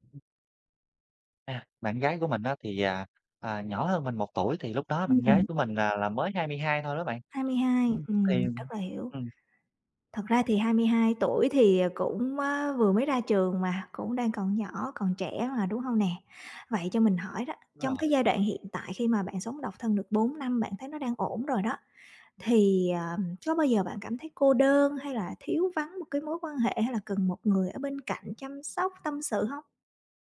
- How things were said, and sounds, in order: other background noise; tapping
- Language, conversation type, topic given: Vietnamese, advice, Bạn đang cố thích nghi với cuộc sống độc thân như thế nào sau khi kết thúc một mối quan hệ lâu dài?